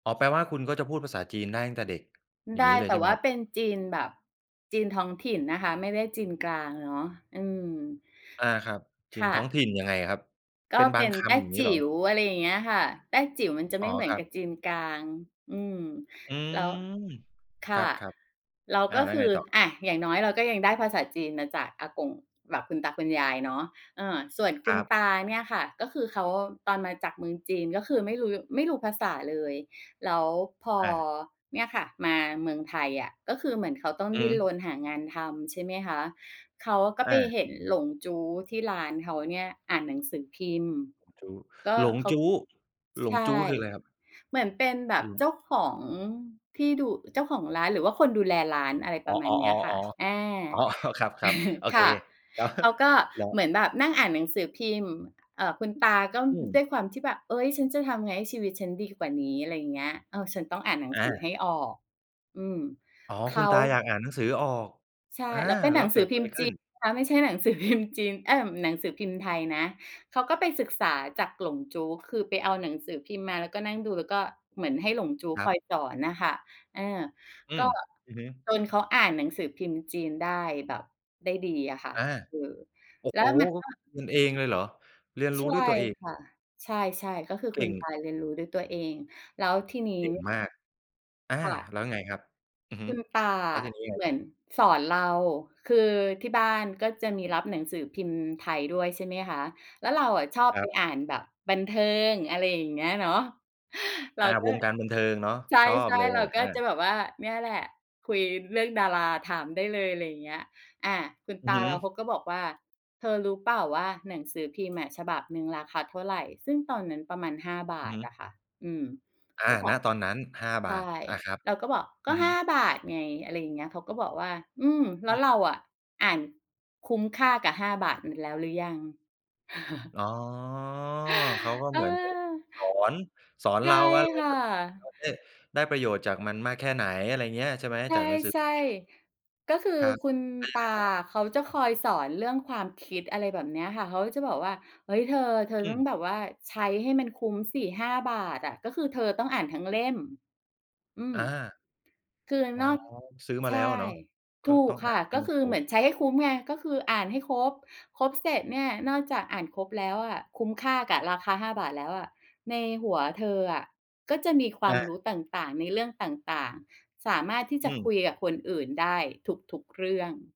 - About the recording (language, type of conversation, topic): Thai, podcast, การใช้ชีวิตอยู่กับปู่ย่าตายายส่งผลต่อคุณอย่างไร?
- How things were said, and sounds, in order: tapping; other background noise; stressed: "หลงจู๊"; unintelligible speech; chuckle; laughing while speaking: "อ๋อ"; chuckle; laughing while speaking: "ก๊ะ"; chuckle; drawn out: "อ๋อ"